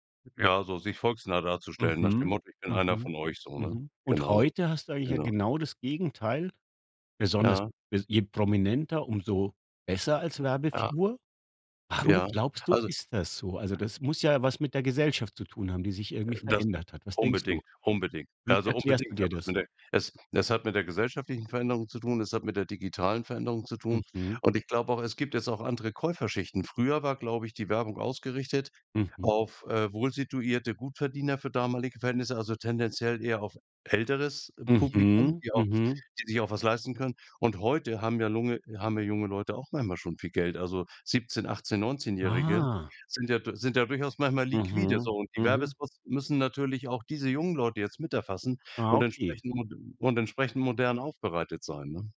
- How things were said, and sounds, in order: drawn out: "Ah"
- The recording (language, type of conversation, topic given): German, podcast, Welche Werbung aus früheren Jahren bleibt dir im Kopf?